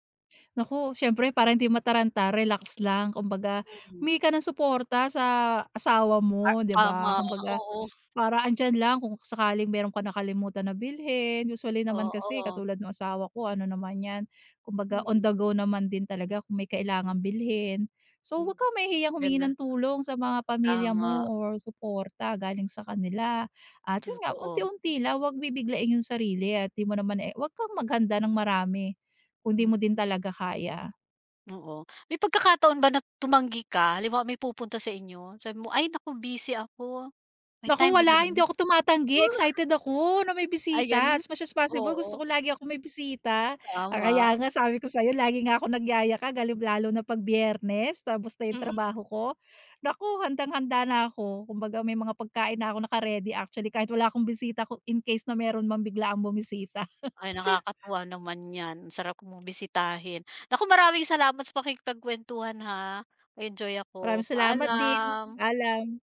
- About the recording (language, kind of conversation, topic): Filipino, podcast, Ano ang ginagawa mo para hindi magkalat ang bahay kapag may bisita?
- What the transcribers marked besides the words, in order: tapping; joyful: "Naku, wala. Hindi ako tumatanggi … yung trabaho ko"; laugh; background speech